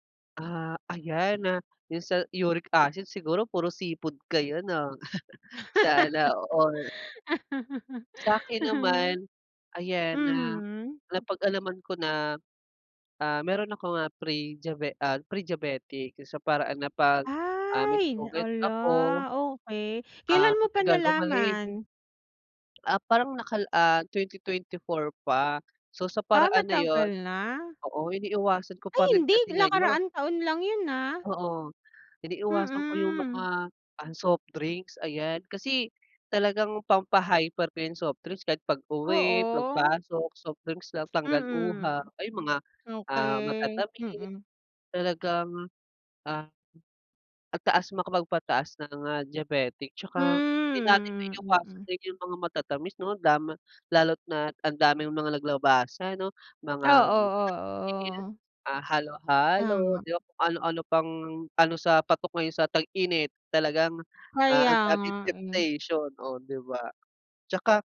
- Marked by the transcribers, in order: other background noise; laugh; drawn out: "Ay"; unintelligible speech; in English: "temptation"
- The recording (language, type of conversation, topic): Filipino, unstructured, Paano mo pinipili ang mga pagkaing kinakain mo araw-araw?